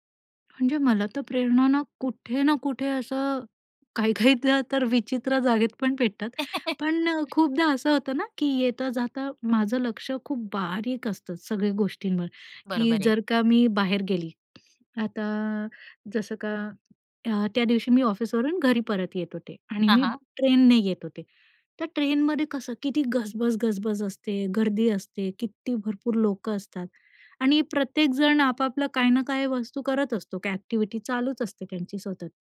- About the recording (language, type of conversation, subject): Marathi, podcast, स्वतःला प्रेरित ठेवायला तुम्हाला काय मदत करतं?
- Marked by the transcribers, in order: laughing while speaking: "काही-काहीदा तर विचित्र जागेत पण पेटतात"; giggle; other noise; drawn out: "बारीक"; tapping; in English: "एक्टिविटी"